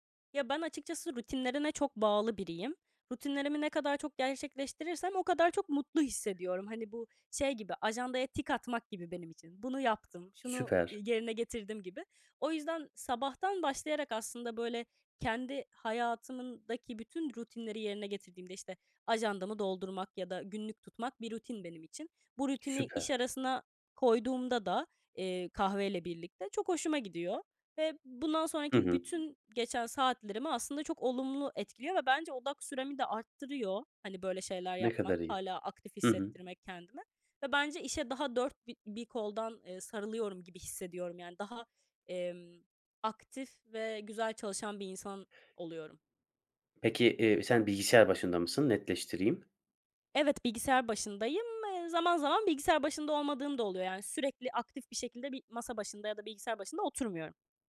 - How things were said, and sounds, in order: "hayatımdaki" said as "hayatımındaki"
- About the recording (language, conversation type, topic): Turkish, podcast, İş-özel hayat dengesini nasıl kuruyorsun?
- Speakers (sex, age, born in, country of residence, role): female, 20-24, Turkey, France, guest; male, 30-34, Turkey, Bulgaria, host